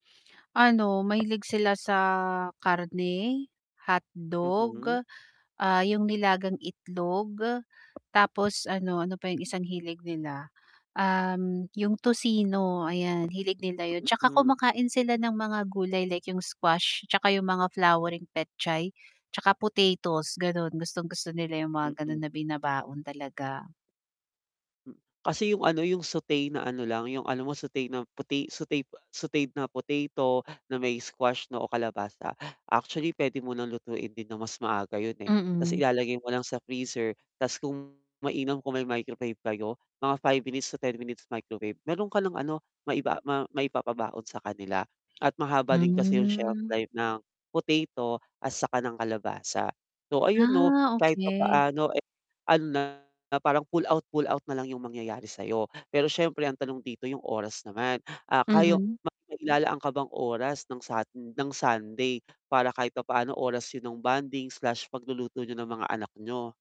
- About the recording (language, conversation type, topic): Filipino, advice, Paano ko mapaplano nang simple ang mga pagkain ko sa buong linggo?
- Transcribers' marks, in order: other background noise; drawn out: "Ah"; static; distorted speech